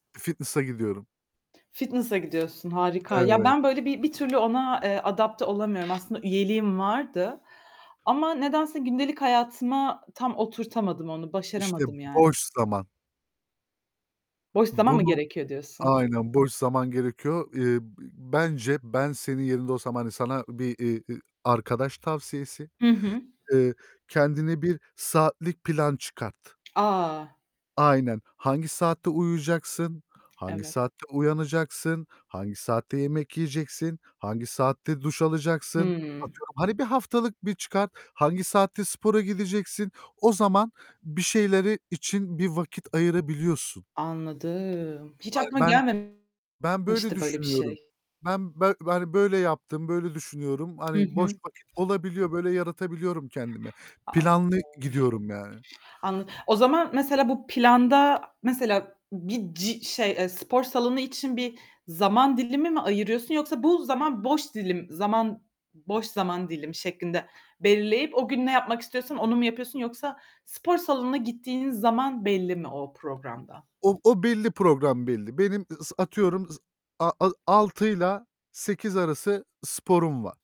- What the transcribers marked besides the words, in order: in English: "Fitness'a"; in English: "Fitness'a"; tapping; other background noise; static; distorted speech; drawn out: "Anladım"
- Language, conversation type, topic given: Turkish, unstructured, Boş zamanlarında yapmayı en çok sevdiğin şey nedir?